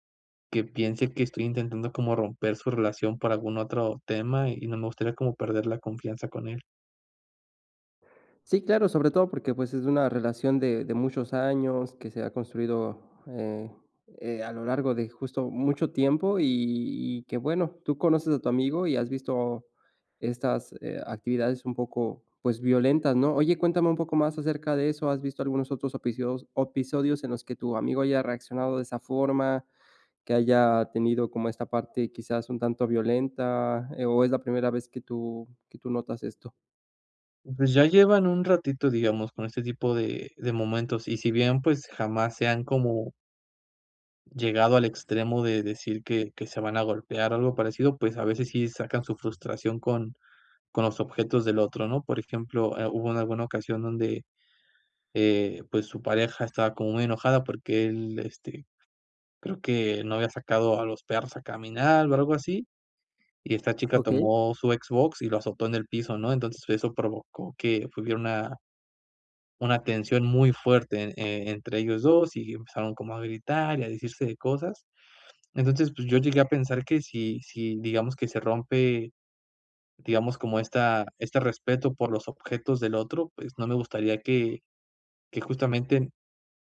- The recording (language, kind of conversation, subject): Spanish, advice, ¿Cómo puedo expresar mis sentimientos con honestidad a mi amigo sin que terminemos peleando?
- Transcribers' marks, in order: "episodios" said as "opisodios"